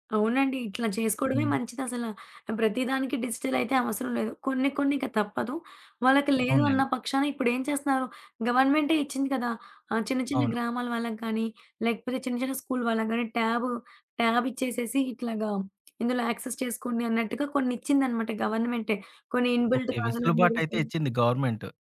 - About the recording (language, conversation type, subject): Telugu, podcast, ఆన్‌లైన్ నేర్చుకోవడం పాఠశాల విద్యను ఎలా మెరుగుపరచగలదని మీరు భావిస్తారు?
- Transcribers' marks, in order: other background noise; tapping; in English: "యాక్సెస్"; in English: "ఇన్‌బిల్ట్‌లాగా"; unintelligible speech